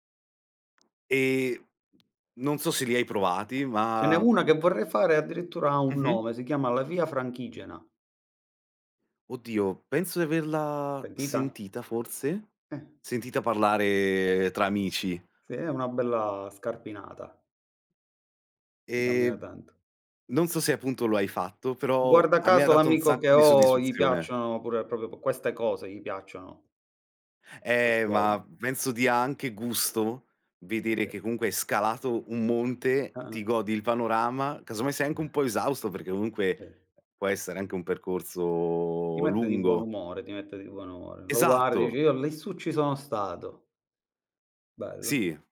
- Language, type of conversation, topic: Italian, unstructured, In che modo un hobby può migliorare la tua vita quotidiana?
- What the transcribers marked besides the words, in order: tapping; other background noise; "proprio" said as "propio"; chuckle; drawn out: "percorso"